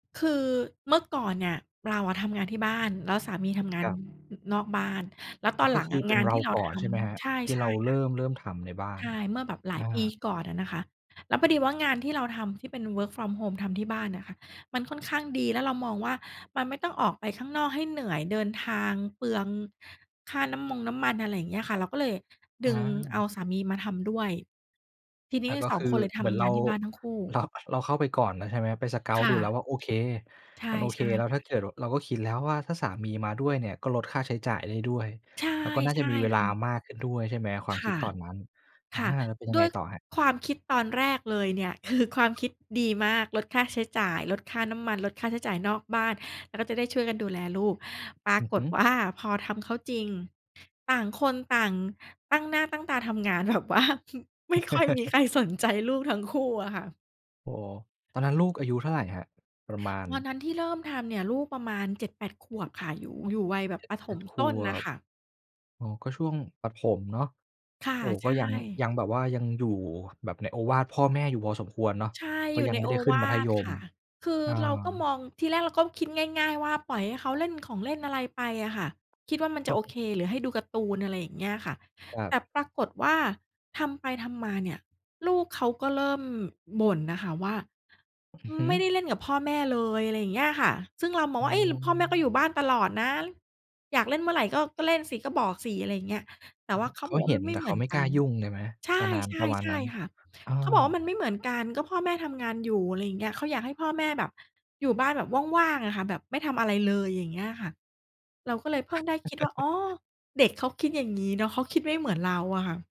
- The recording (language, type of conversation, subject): Thai, podcast, คุณตั้งขอบเขตกับคนที่บ้านอย่างไรเมื่อจำเป็นต้องทำงานที่บ้าน?
- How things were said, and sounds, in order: other street noise; other background noise; in English: "Work from home"; laughing while speaking: "เรา"; in English: "Scout"; laughing while speaking: "ว่า"; laughing while speaking: "แบบว่า"; chuckle; tapping; chuckle